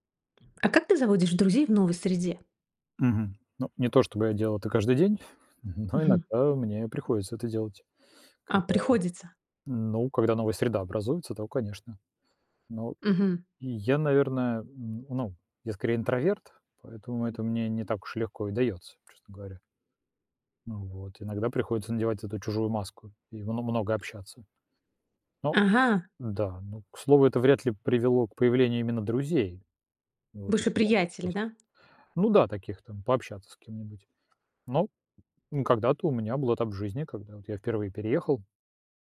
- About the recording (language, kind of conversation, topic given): Russian, podcast, Как вы заводите друзей в новой среде?
- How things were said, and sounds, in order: tapping; chuckle